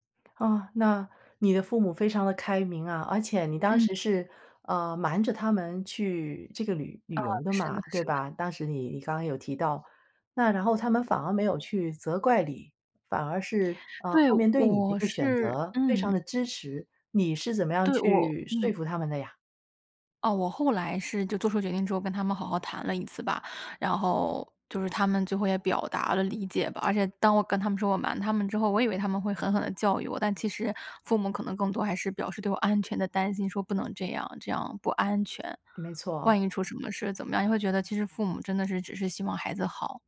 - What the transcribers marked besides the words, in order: other background noise; other noise
- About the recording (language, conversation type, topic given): Chinese, podcast, 哪一次决定让你的人生轨迹发生了转折？